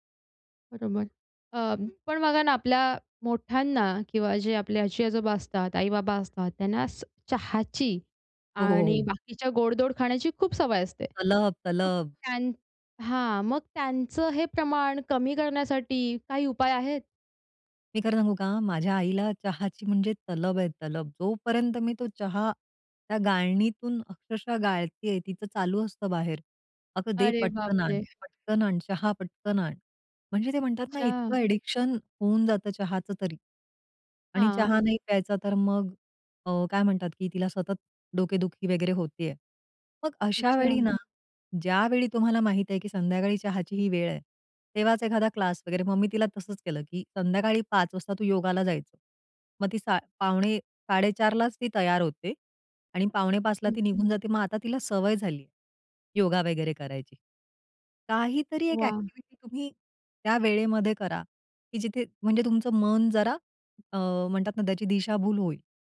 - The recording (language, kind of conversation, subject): Marathi, podcast, साखर आणि मीठ कमी करण्याचे सोपे उपाय
- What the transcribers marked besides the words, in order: other noise; tapping; in English: "एडिक्शन"; unintelligible speech